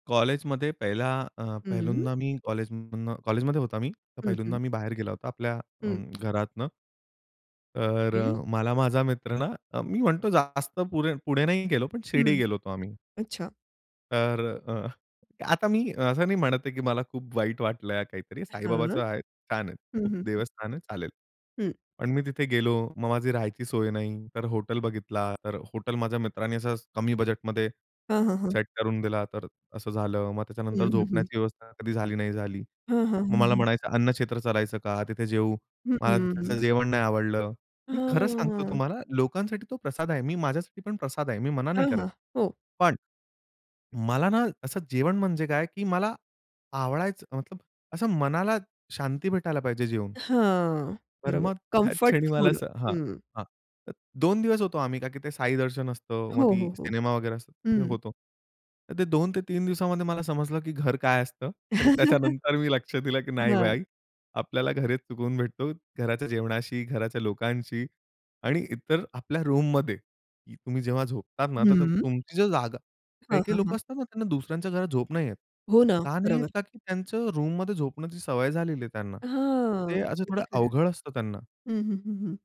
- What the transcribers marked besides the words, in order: other background noise; unintelligible speech; tapping; laugh; in English: "रूममध्ये"; in English: "रूममध्ये"
- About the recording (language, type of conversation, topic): Marathi, podcast, तुला तुझ्या घरात सुकून कसा मिळतो?